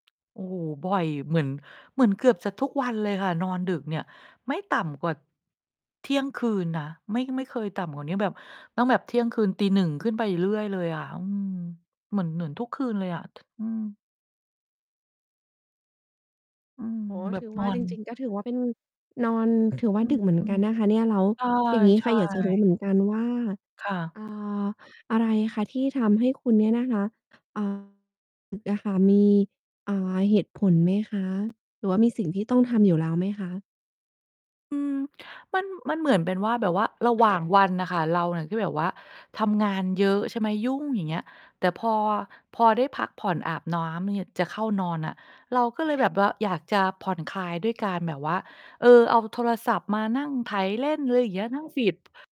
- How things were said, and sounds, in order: distorted speech; mechanical hum; other background noise; "น้ำ" said as "นว้ำ"
- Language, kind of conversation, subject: Thai, advice, คุณรู้สึกท้อใจกับการพยายามปรับเวลานอนที่ยังไม่เห็นผลอยู่ไหม?